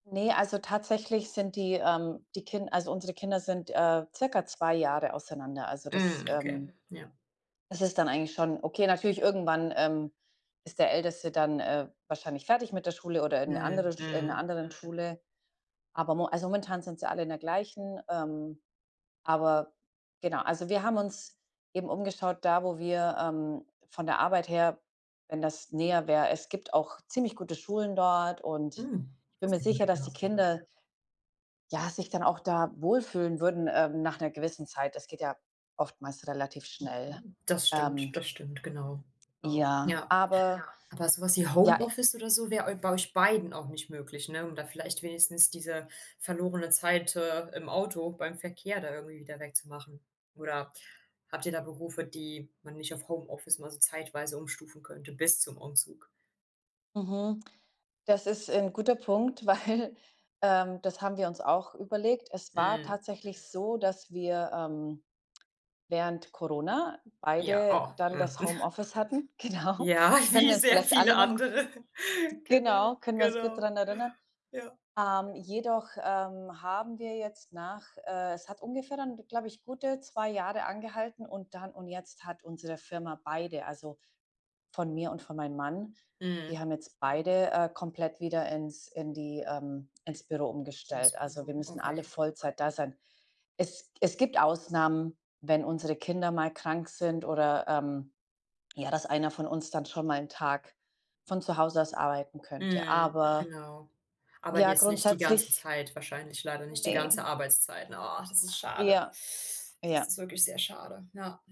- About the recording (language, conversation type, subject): German, advice, Wie hast du dich für einen Umzug entschieden, um dein Lebensgleichgewicht zu verbessern?
- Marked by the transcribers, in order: other background noise; other noise; background speech; laughing while speaking: "weil"; laughing while speaking: "genau"; chuckle; laughing while speaking: "wie sehr viele andere"; inhale